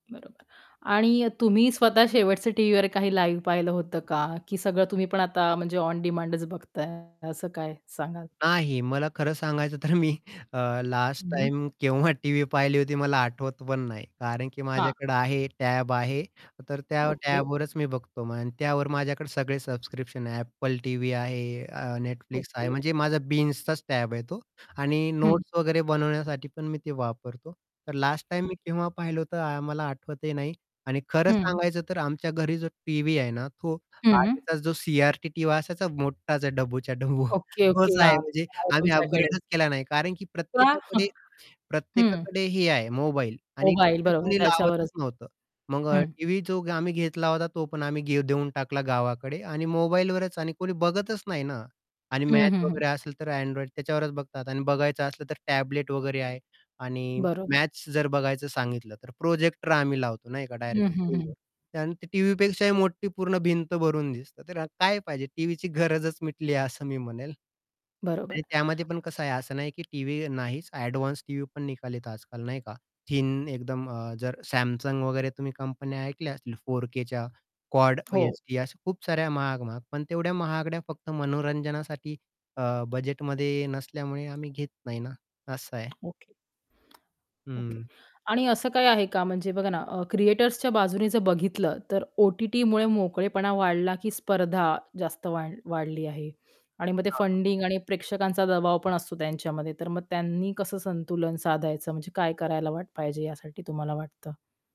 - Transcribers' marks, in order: static; in English: "लिव्ह"; distorted speech; other background noise; laughing while speaking: "तर मी"; tapping; in English: "बिंझचाच"; in English: "नोट्स"; laughing while speaking: "डब्बू"; unintelligible speech; chuckle; unintelligible speech
- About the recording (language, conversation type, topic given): Marathi, podcast, स्ट्रीमिंग सेवांमुळे टीव्ही पाहण्याची पद्धत कशी बदलली आहे असे तुम्हाला वाटते का?
- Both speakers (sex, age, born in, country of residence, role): female, 30-34, India, India, host; male, 30-34, India, India, guest